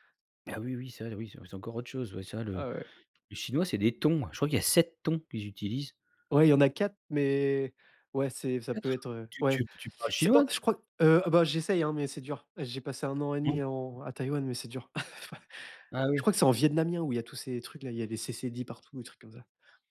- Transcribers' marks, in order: laugh
- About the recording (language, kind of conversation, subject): French, podcast, Y a-t-il un mot intraduisible que tu aimes particulièrement ?